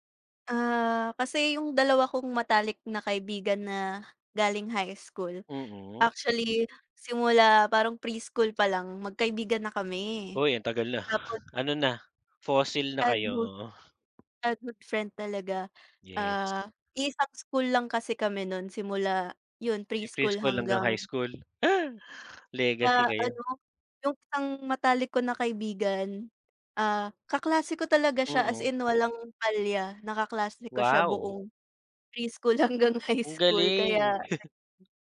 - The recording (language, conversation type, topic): Filipino, unstructured, Ano ang pinakamahalaga sa iyo sa isang matalik na kaibigan?
- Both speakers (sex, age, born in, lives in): female, 20-24, Philippines, Philippines; male, 40-44, Philippines, Philippines
- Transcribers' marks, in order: other background noise